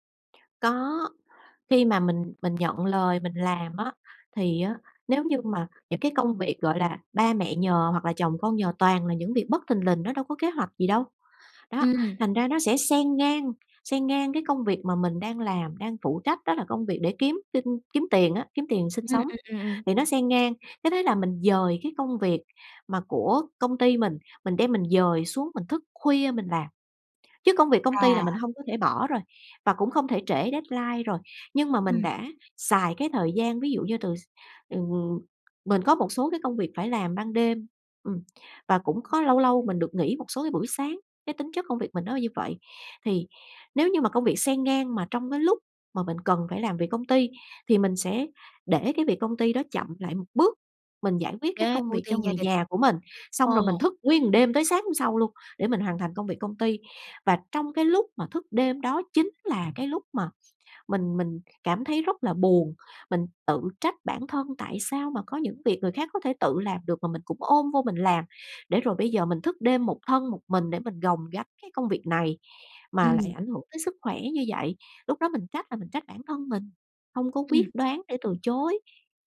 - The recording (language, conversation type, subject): Vietnamese, advice, Làm thế nào để nói “không” khi người thân luôn mong tôi đồng ý mọi việc?
- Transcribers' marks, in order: in English: "deadline"; other background noise; tapping